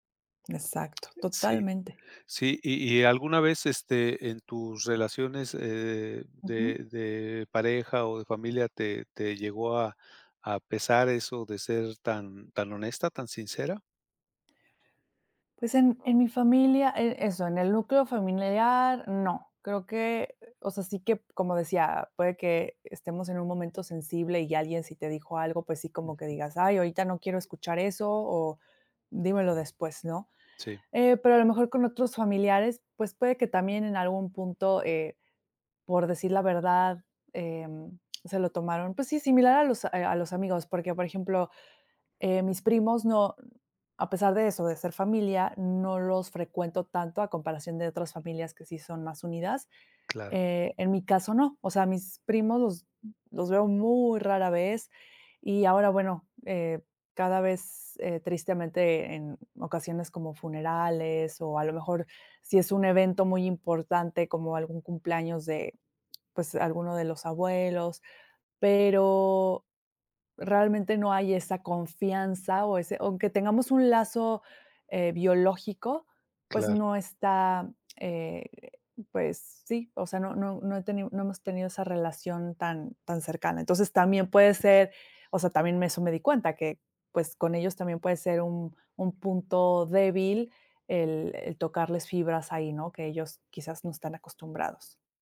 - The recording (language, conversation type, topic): Spanish, podcast, Qué haces cuando alguien reacciona mal a tu sinceridad
- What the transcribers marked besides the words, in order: other background noise